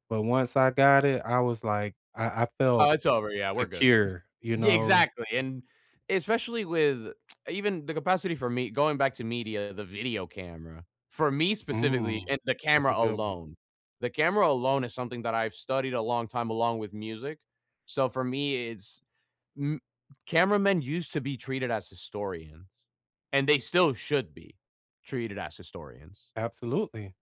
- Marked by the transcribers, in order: tsk
- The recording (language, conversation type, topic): English, unstructured, What invention do you think has changed the world the most?